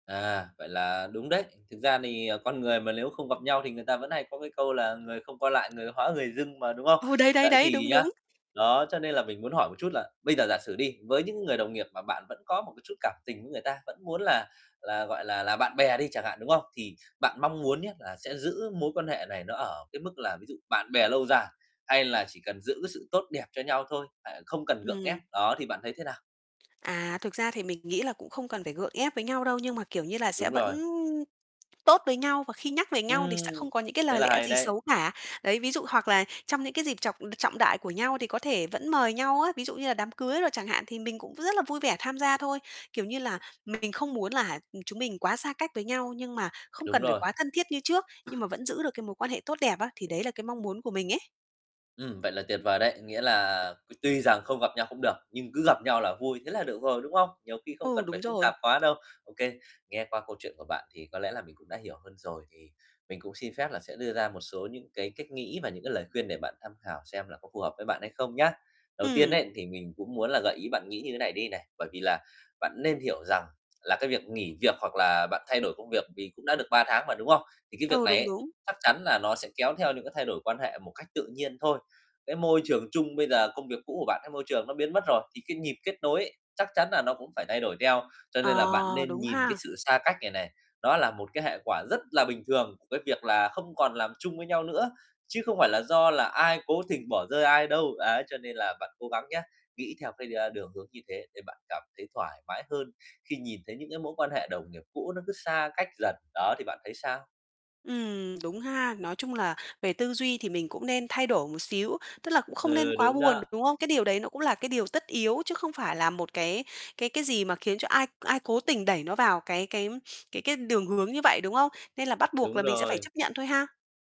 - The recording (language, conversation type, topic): Vietnamese, advice, Mình nên làm gì khi mối quan hệ bạn bè thay đổi?
- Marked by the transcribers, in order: "nếu" said as "lếu"; tapping; other background noise; distorted speech